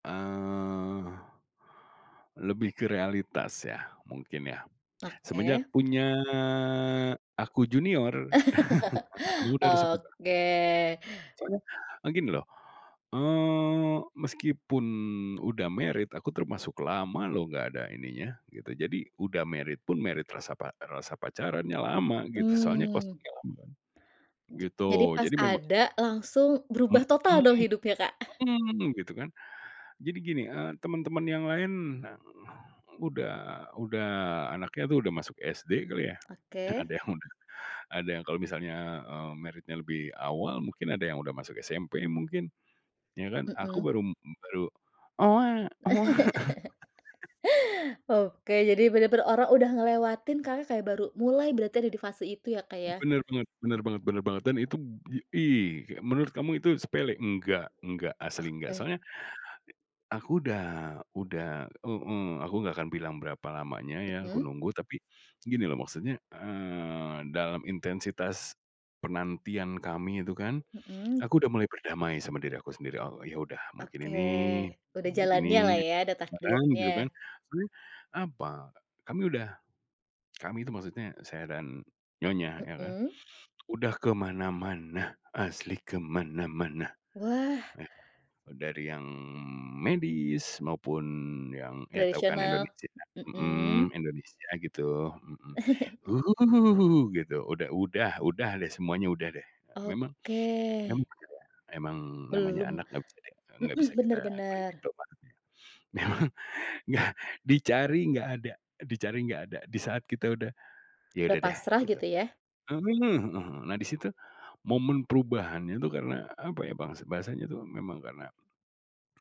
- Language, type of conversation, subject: Indonesian, podcast, Momen apa yang membuat kamu sadar harus berubah, dan kenapa?
- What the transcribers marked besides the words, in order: drawn out: "Eee"; drawn out: "punya"; laugh; chuckle; unintelligible speech; in English: "married"; in English: "married"; in English: "married"; chuckle; in English: "married-nya"; laugh; other noise; chuckle; other background noise; stressed: "mana-mana"; chuckle; laughing while speaking: "Memang nggak"